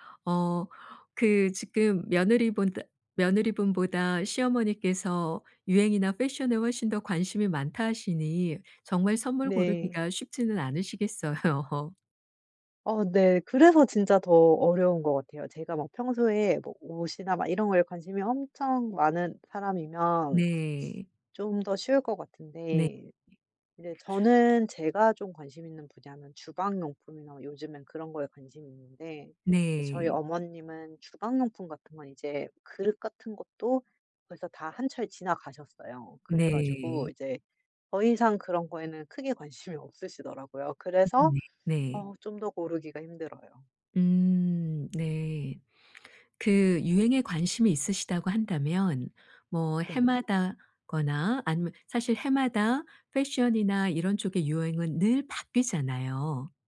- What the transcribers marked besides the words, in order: put-on voice: "fashion에"; tapping; laughing while speaking: "않으시겠어요"; put-on voice: "패션이나"; other background noise
- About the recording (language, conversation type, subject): Korean, advice, 선물을 뭘 사야 할지 전혀 모르겠는데, 아이디어를 좀 도와주실 수 있나요?